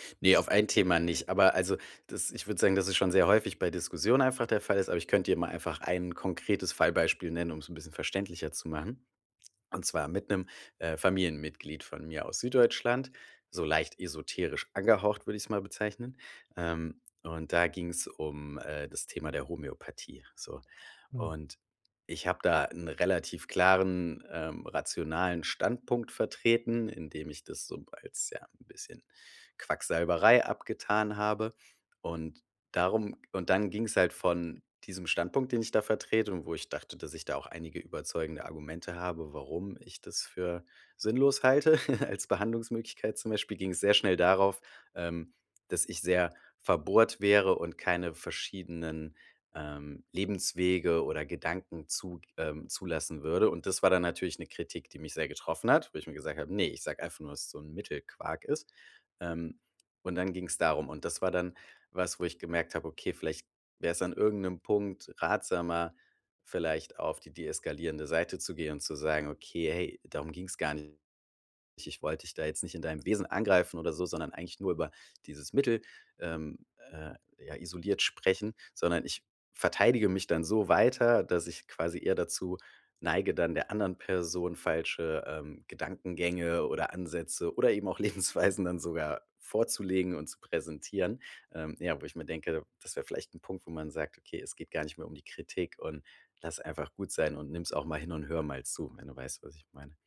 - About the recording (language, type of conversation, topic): German, advice, Wann sollte ich mich gegen Kritik verteidigen und wann ist es besser, sie loszulassen?
- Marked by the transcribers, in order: other background noise; laugh; laughing while speaking: "Lebensweisen"